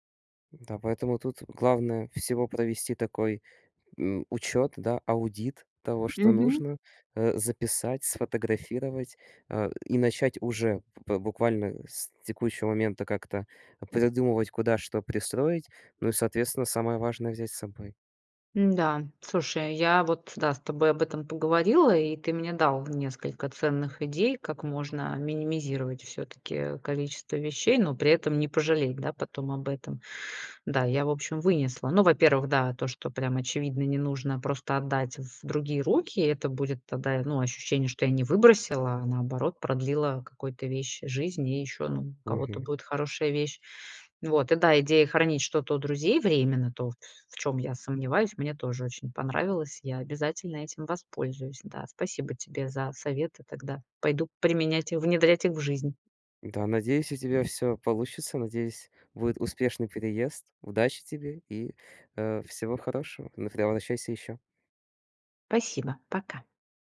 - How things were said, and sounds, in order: tapping; "тогда" said as "тада"; unintelligible speech
- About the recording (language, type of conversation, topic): Russian, advice, Как при переезде максимально сократить количество вещей и не пожалеть о том, что я от них избавился(ась)?